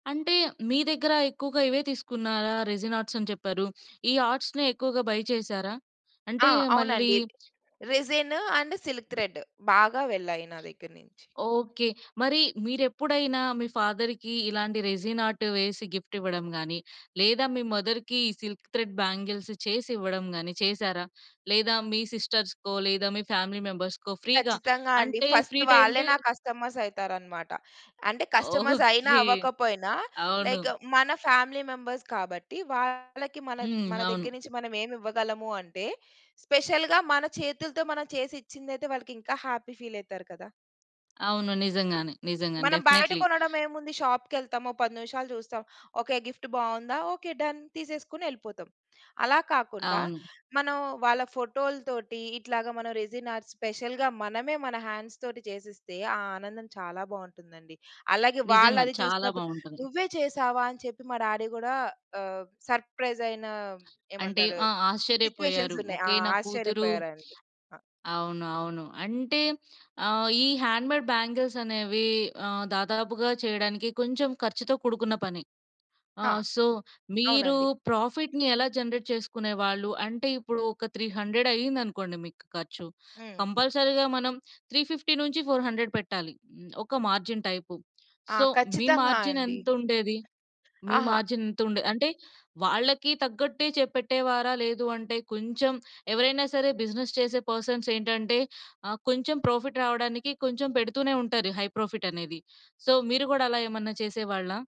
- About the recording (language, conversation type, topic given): Telugu, podcast, మీ పనిని మీ కుటుంబం ఎలా స్వీకరించింది?
- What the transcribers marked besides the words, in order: in English: "రెజిన్ ఆర్ట్స్"; in English: "ఆర్ట్స్‌నే"; in English: "బయ్"; in English: "రెసిన్ అండ్ సిల్క్ త్రెడ్"; other noise; in English: "ఫాదర్‌కి"; in English: "రెసీన్ ఆర్ట్"; in English: "గిఫ్ట్"; in English: "మదర్‌కి సిల్క్ త్రెడ్ బ్యాంగిల్స్"; in English: "సిస్టర్స్‌కో"; in English: "ఫ్యామిలీ మెంబర్స్‌కో ఫ్రీగా"; in English: "ఫ్రీ ట్రై"; in English: "ఫస్ట్"; in English: "కస్టమర్స్"; in English: "కస్టమర్స్"; in English: "లైక్"; in English: "ఫ్యామిలీ మెంబర్స్"; in English: "స్పెషల్‌గా"; in English: "హ్యాపీ ఫీల్"; in English: "డెఫ్‌నేట్లి"; other street noise; in English: "గిఫ్ట్"; in English: "డన్"; in English: "రెసిన్ ఆర్ట్స్ ,స్పెషల్‌గా"; in English: "హ్యాండ్స్"; in English: "డాడీ"; in English: "సర్ప్రైజ్"; in English: "సిట్యుయేషన్స్"; in English: "హ్యాండ్‌మేడ్ బ్యాంగిల్స్"; in English: "సో"; in English: "ప్రాఫిట్‌ని"; in English: "జనరేట్"; in English: "త్రీ హండ్రెడ్"; in English: "త్రీ ఫిఫ్టీ నుంచి ఫోర్ హండ్రెడ్"; in English: "మార్జిన్"; in English: "సో"; in English: "మార్జిన్"; in English: "మార్జిన్"; tapping; in English: "బిజినెస్"; in English: "పర్సన్స్"; in English: "ప్రోఫిట్"; in English: "హై‌ప్రోఫిట్"; in English: "సో"